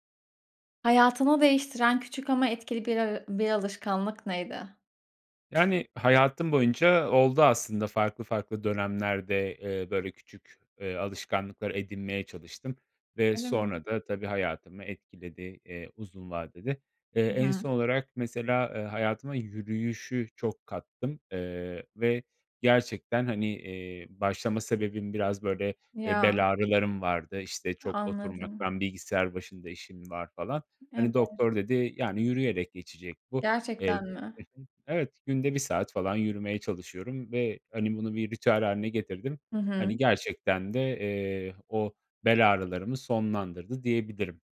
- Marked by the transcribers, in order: tapping
- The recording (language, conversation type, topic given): Turkish, podcast, Hayatınızı değiştiren küçük ama etkili bir alışkanlık neydi?